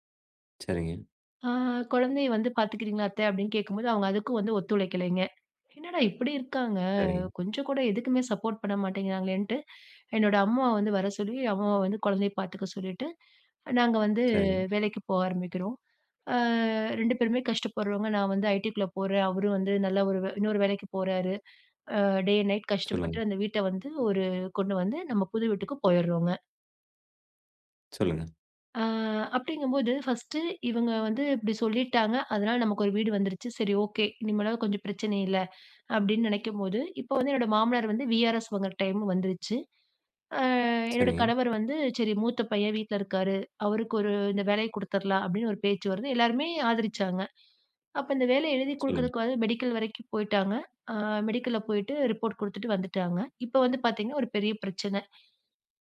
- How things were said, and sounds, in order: in English: "சப்போர்ட்"; drawn out: "அ"; in English: "டே அண்ட் நைட்"; in English: "ரிப்போர்ட்"
- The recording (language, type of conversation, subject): Tamil, podcast, உங்கள் வாழ்க்கையை மாற்றிய ஒரு தருணம் எது?